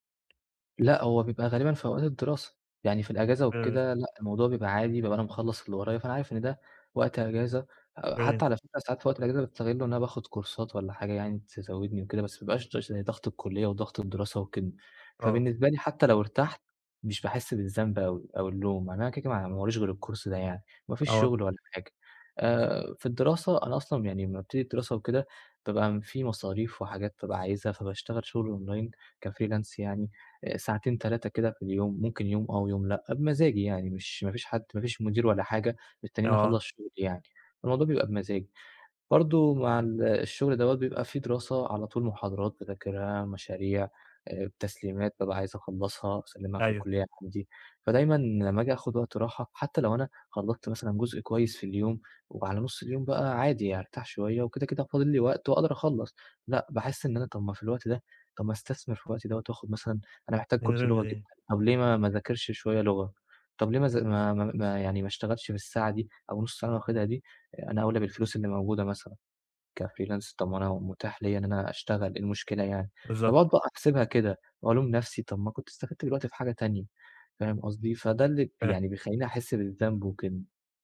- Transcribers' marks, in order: tapping; in English: "كورسات"; in English: "الكورس"; in English: "أونلاين كfreelance"; in English: "كfreelance"
- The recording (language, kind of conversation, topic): Arabic, advice, إزاي أرتّب أولوياتي بحيث آخد راحتي من غير ما أحس بالذنب؟